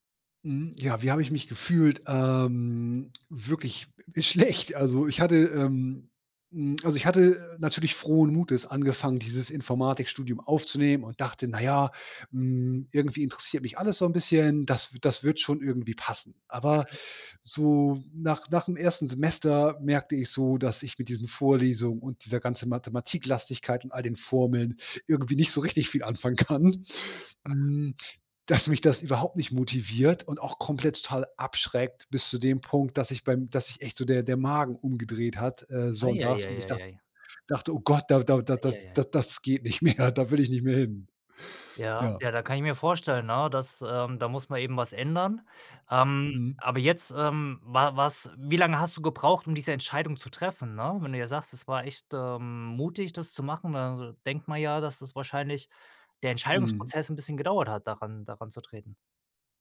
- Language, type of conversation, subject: German, podcast, Was war dein mutigstes Gespräch?
- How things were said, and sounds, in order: laughing while speaking: "schlecht"; laughing while speaking: "anfangen kann"; unintelligible speech; laughing while speaking: "nicht mehr"